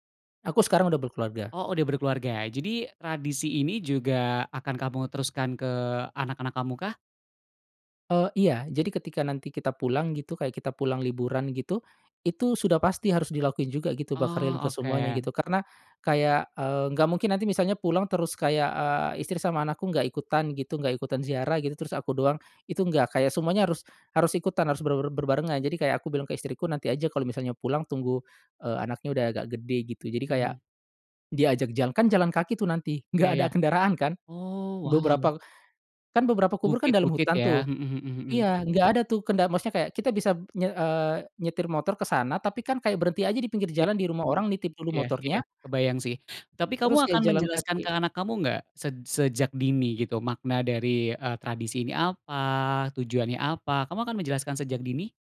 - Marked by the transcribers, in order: other background noise
- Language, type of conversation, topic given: Indonesian, podcast, Tradisi budaya apa yang selalu kamu jaga, dan bagaimana kamu menjalankannya?
- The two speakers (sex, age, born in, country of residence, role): male, 35-39, Indonesia, Indonesia, guest; male, 35-39, Indonesia, Indonesia, host